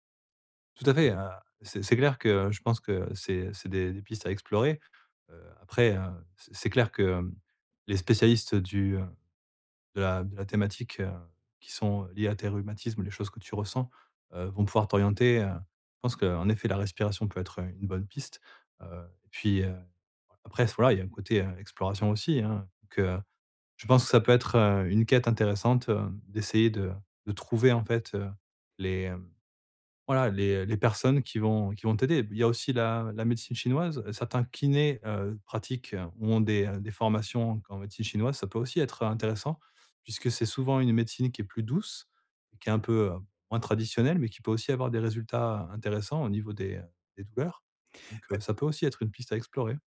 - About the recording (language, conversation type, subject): French, advice, Comment la respiration peut-elle m’aider à relâcher la tension corporelle ?
- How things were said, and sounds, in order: none